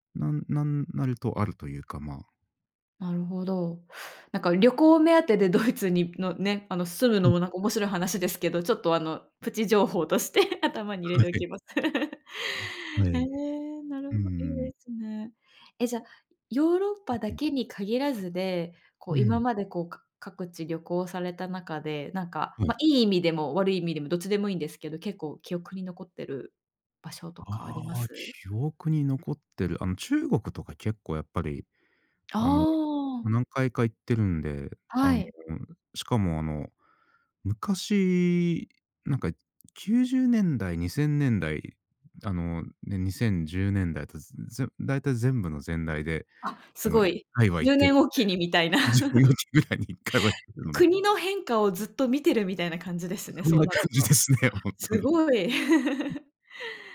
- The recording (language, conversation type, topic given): Japanese, unstructured, 旅行するとき、どんな場所に行きたいですか？
- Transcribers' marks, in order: laughing while speaking: "として"; laugh; unintelligible speech; laughing while speaking: "じゅうねん おきぐらいに いっかい は"; laugh; other background noise; laughing while speaking: "感じですね、ほんとに"; other noise; laugh